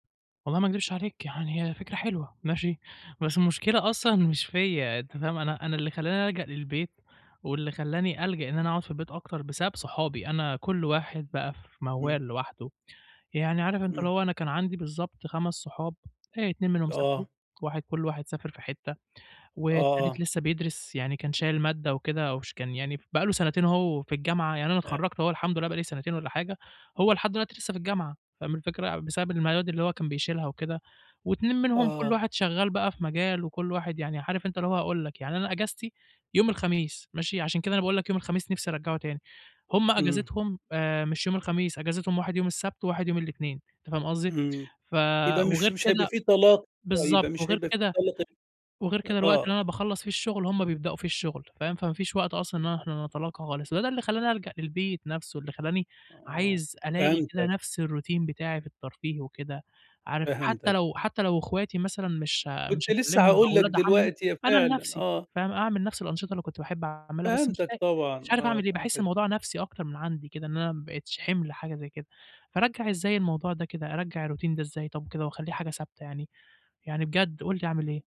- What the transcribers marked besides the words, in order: tapping; in English: "الروتين"; in English: "الروتين"
- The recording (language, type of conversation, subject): Arabic, advice, إزاي أرجّع روتين الترفيه في البيت لما الحماس يقل؟